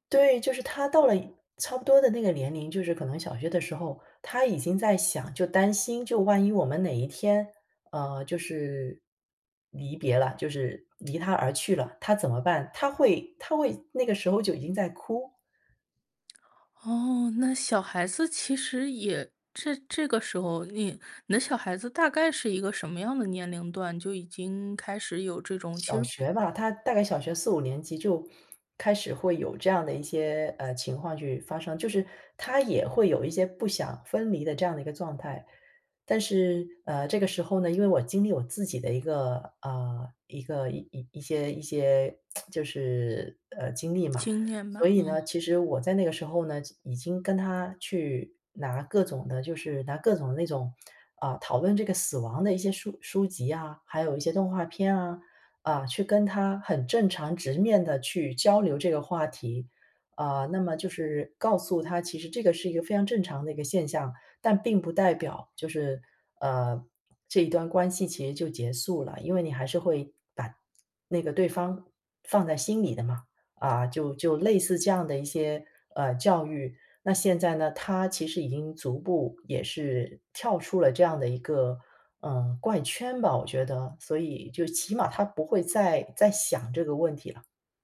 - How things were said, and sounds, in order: other background noise; tsk
- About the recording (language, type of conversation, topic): Chinese, podcast, 你觉得逃避有时候算是一种自我保护吗？